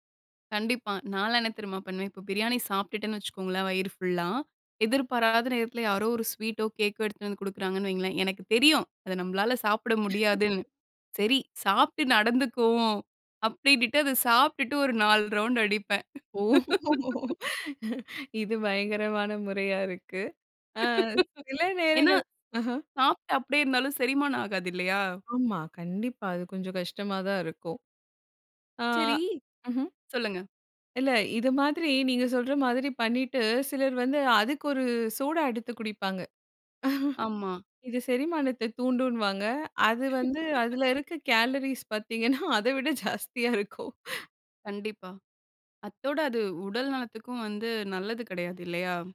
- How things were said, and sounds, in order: laugh; laugh; laughing while speaking: "இது பயங்கரமான முறையா இருக்கு. அ சில நேரங்கள். அஹ!"; laugh; laugh; chuckle; laugh; laughing while speaking: "அத விட ஜாஸ்தியா இருக்கும்"
- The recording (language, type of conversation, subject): Tamil, podcast, உணவுக்கான ஆசையை நீங்கள் எப்படி கட்டுப்படுத்துகிறீர்கள்?